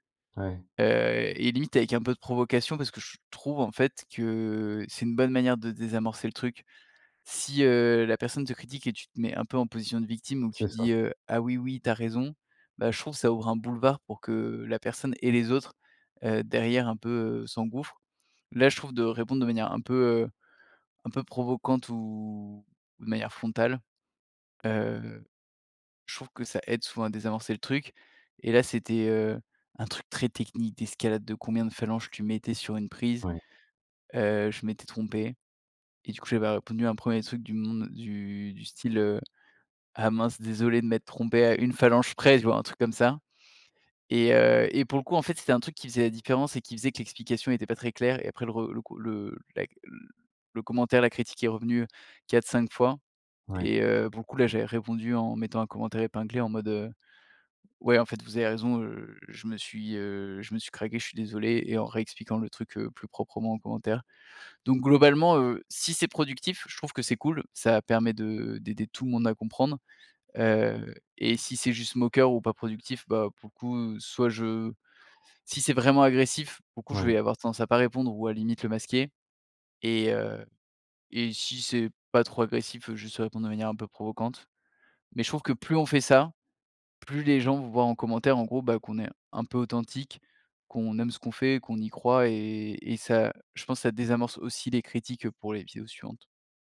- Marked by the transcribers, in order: other background noise
- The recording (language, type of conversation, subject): French, podcast, Comment faire pour collaborer sans perdre son style ?